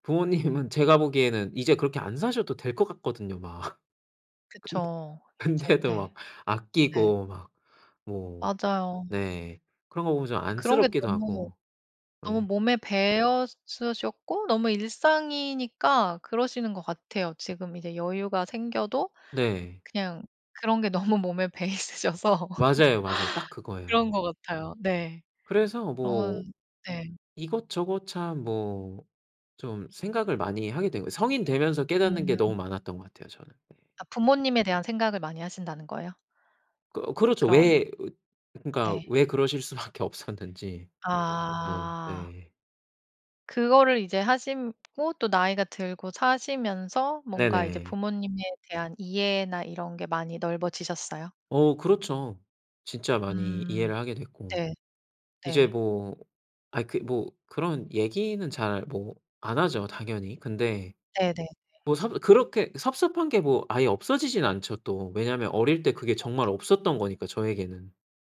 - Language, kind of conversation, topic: Korean, podcast, 가족 관계에서 깨달은 중요한 사실이 있나요?
- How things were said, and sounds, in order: laughing while speaking: "부모님은"; laugh; laughing while speaking: "근데 근데도 막"; tapping; other background noise; laughing while speaking: "배어 있으셔서"; laugh; laughing while speaking: "수밖에 없었는지"; "하시고" said as "하심고"